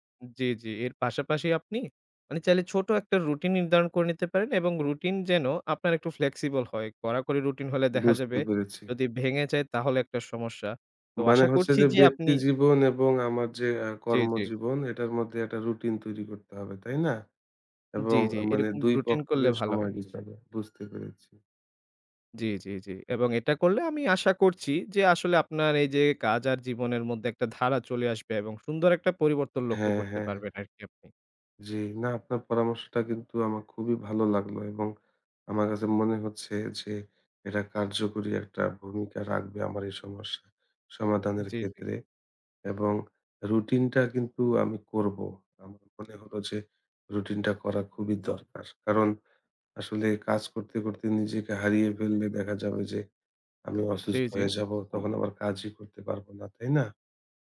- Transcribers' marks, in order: in English: "flexible"; other background noise; tapping
- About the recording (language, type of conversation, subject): Bengali, advice, কাজ ও ব্যক্তিগত জীবনের ভারসাম্য রাখতে আপনার সময় ব্যবস্থাপনায় কী কী অনিয়ম হয়?